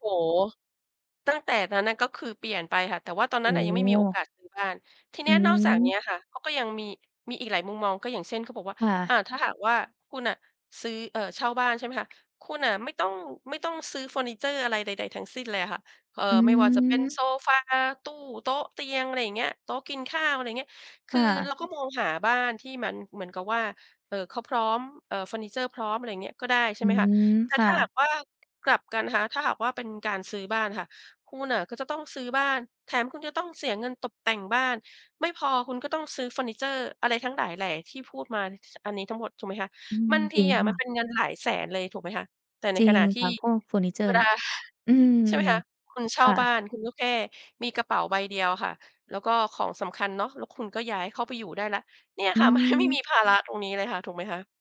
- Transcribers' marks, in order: laughing while speaking: "เวลา"; laughing while speaking: "มัน"
- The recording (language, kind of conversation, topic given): Thai, podcast, เคยมีคนคนหนึ่งที่ทำให้คุณเปลี่ยนมุมมองหรือความคิดไปไหม?
- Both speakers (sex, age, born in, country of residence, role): female, 20-24, Thailand, Thailand, host; female, 50-54, Thailand, Thailand, guest